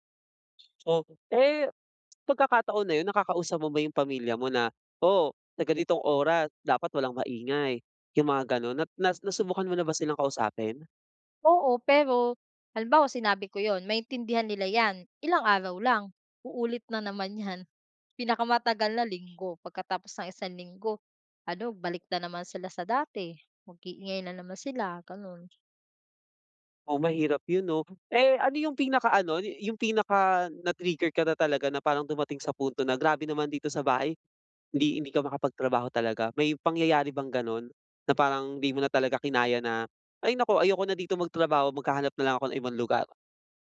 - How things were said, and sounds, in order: none
- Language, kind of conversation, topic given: Filipino, advice, Paano ako makakapagpokus sa bahay kung maingay at madalas akong naaabala ng mga kaanak?